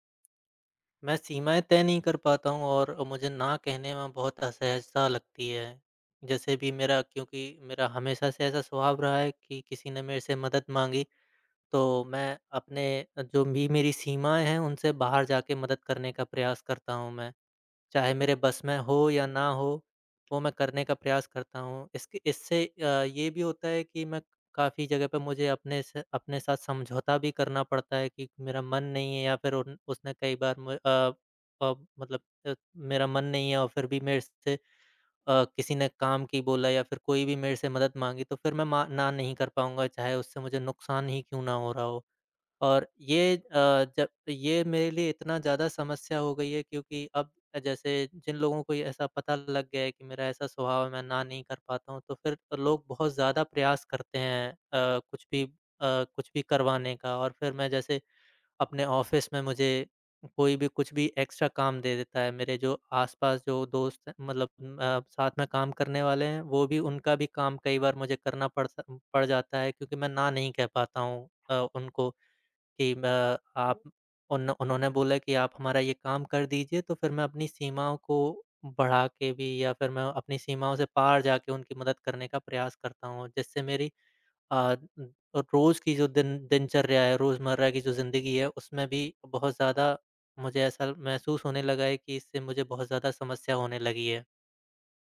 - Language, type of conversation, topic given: Hindi, advice, आप अपनी सीमाएँ तय करने और किसी को ‘न’ कहने में असहज क्यों महसूस करते हैं?
- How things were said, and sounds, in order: tapping; in English: "ऑफ़िस"; in English: "एक्स्ट्रा"; other background noise